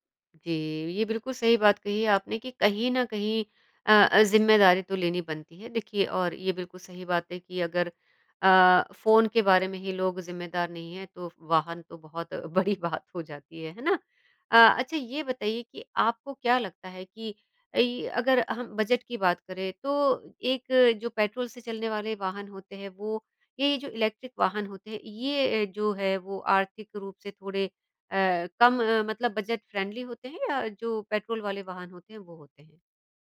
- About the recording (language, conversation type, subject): Hindi, podcast, इलेक्ट्रिक वाहन रोज़मर्रा की यात्रा को कैसे बदल सकते हैं?
- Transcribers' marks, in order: laughing while speaking: "बड़ी बात"; in English: "इलेक्ट्रिक वाहन"; in English: "बजट-फ़्रेंडली"